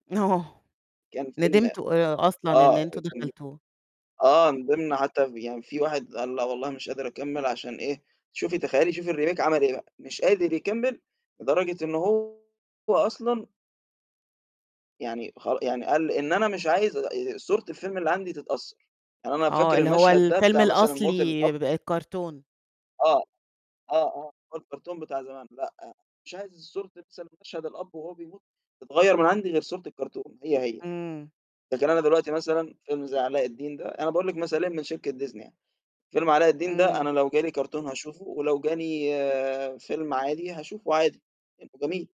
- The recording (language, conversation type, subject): Arabic, podcast, إيه رأيك في الريميكات وإعادة تقديم الأعمال القديمة؟
- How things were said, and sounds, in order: laughing while speaking: "آه"; in English: "الRemake"; distorted speech; unintelligible speech